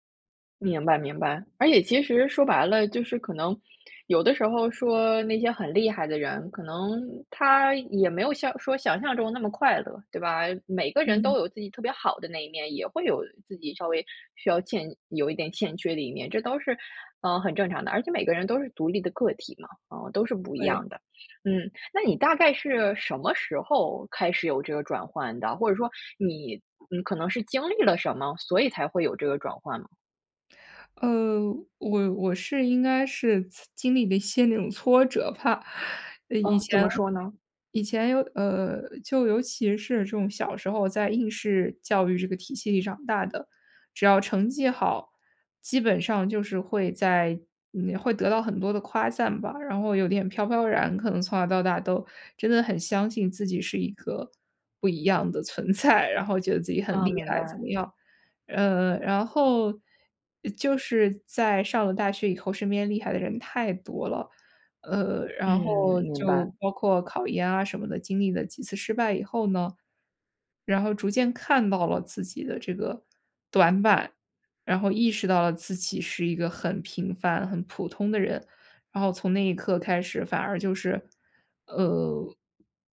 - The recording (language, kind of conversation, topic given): Chinese, podcast, 你是如何停止与他人比较的？
- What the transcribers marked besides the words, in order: laughing while speaking: "折吧"; laughing while speaking: "存在"